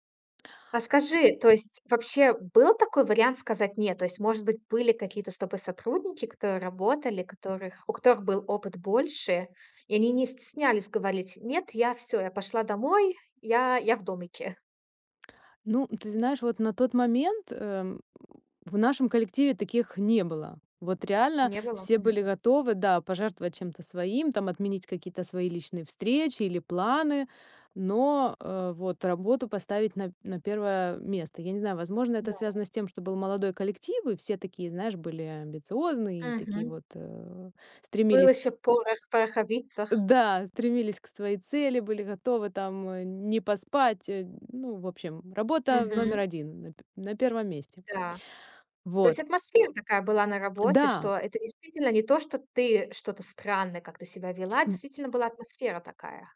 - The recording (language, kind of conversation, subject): Russian, podcast, Как ты находишь баланс между работой и домом?
- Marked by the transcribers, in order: tapping; background speech